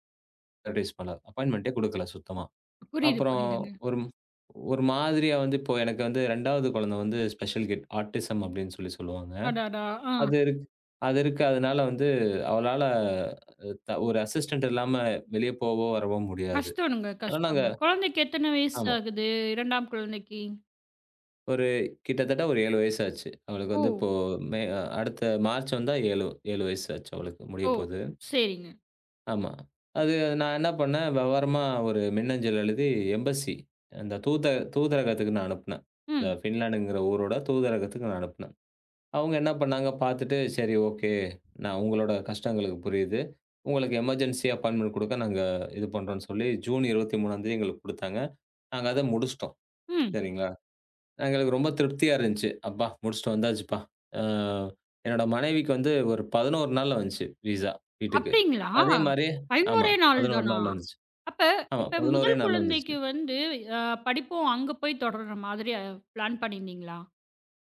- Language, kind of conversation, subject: Tamil, podcast, விசா பிரச்சனை காரணமாக உங்கள் பயணம் பாதிக்கப்பட்டதா?
- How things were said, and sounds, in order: in English: "அட்வைஸ்"; in English: "அப்பாயின்மெண்டே"; other noise; in English: "ஸ்பெஷல் கிட் ஆட்டிஸம்"; sad: "அடடா! ஆ"; in English: "அசிஸ்டெண்ட்"; in English: "எம்ஃபஸி"; in English: "பின்லாந்துங்கிற"; in English: "ஓகே"; in English: "எமெர்ஜென்சியா அப்பாயின்மெண்ட்"; in English: "ஜூன்"; trusting: "அப்பா! முடிச்சுட்டு வந்தாச்சுப்பா!"; in English: "விசா"; in English: "பிளான்"